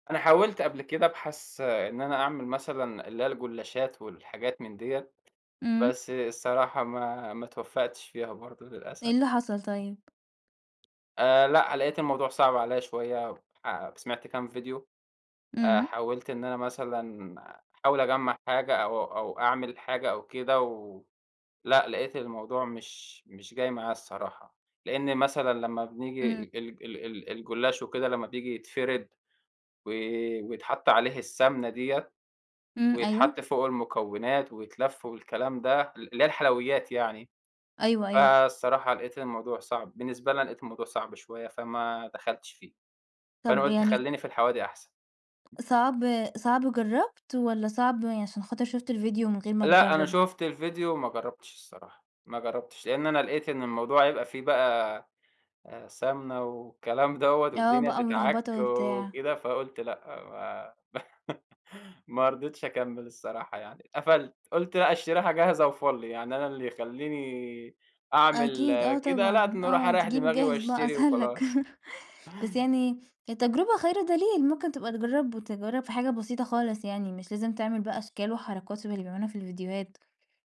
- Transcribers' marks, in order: other background noise; chuckle; laughing while speaking: "أسهل لك"; chuckle
- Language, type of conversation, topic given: Arabic, podcast, إيه أكتر أكلة بتحبّها وليه بتحبّها؟